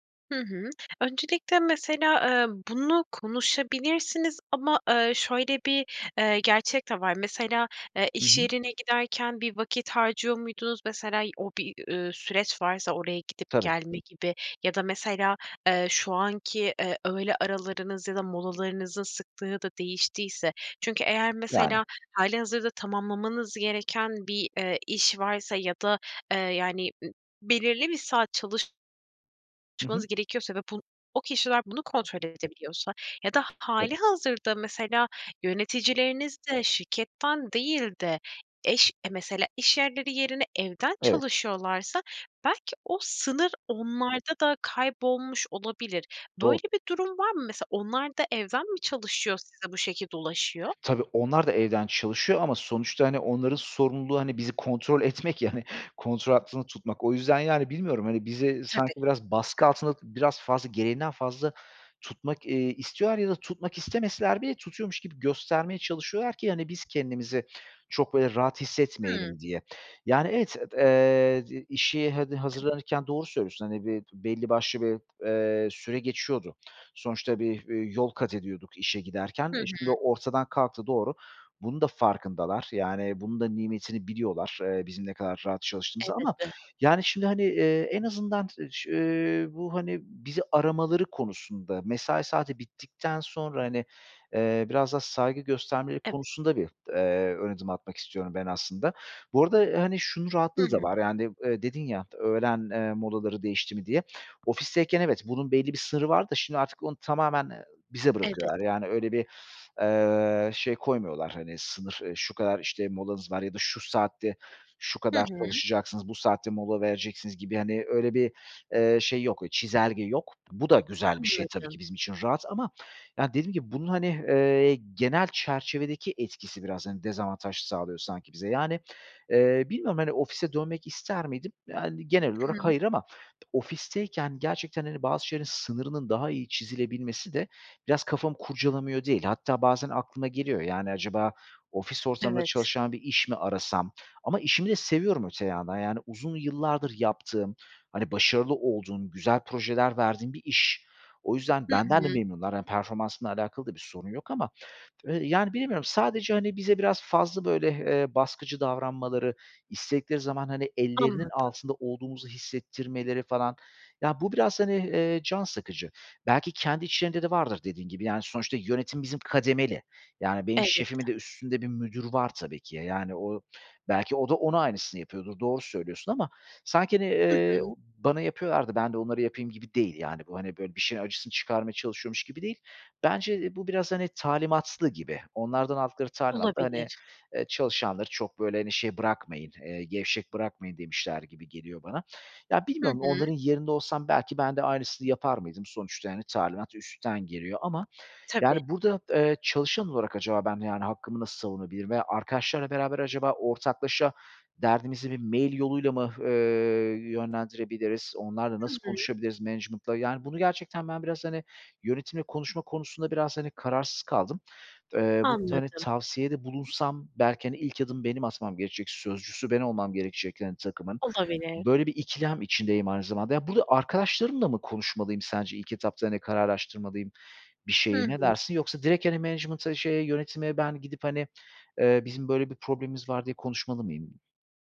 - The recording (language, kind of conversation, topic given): Turkish, advice, Evde veya işte sınır koymakta neden zorlanıyorsunuz?
- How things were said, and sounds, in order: other background noise; tapping; unintelligible speech; in English: "management'la?"; in English: "management'a"